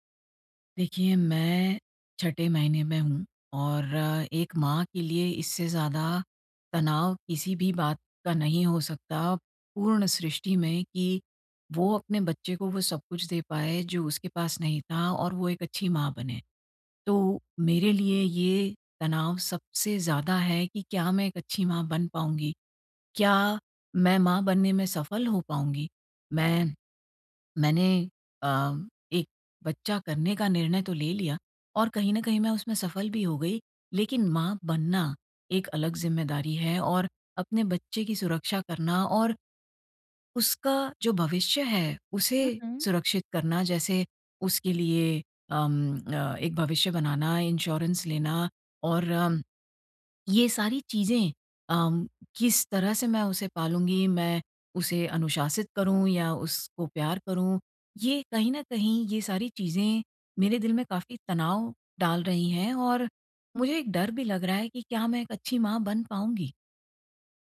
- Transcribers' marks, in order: in English: "इंश्योरेंस"
- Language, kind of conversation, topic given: Hindi, advice, सफलता के दबाव से निपटना